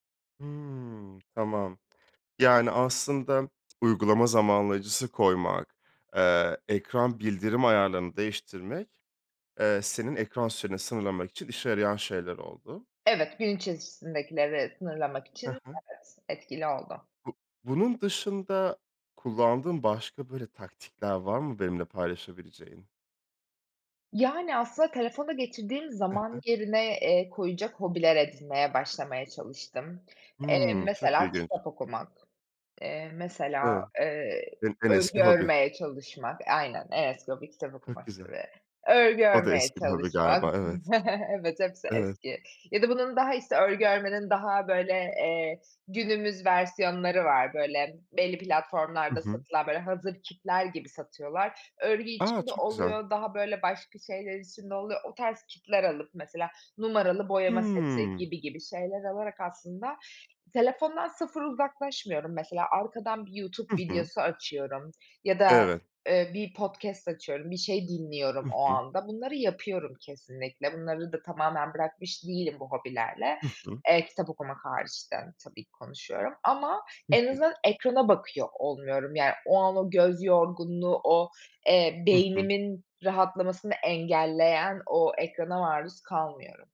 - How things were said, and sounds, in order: unintelligible speech; chuckle
- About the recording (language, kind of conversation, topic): Turkish, podcast, Ekran süresini sınırlamak için ne yapıyorsun?